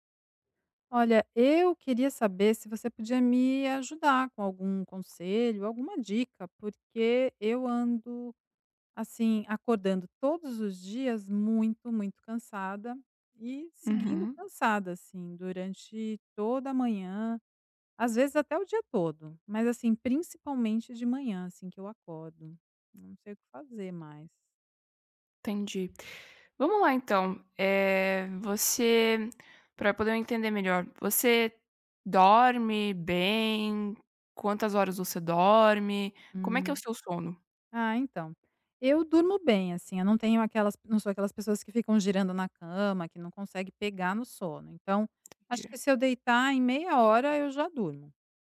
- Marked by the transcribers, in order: tapping
- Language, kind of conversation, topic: Portuguese, advice, Por que ainda me sinto tão cansado todas as manhãs, mesmo dormindo bastante?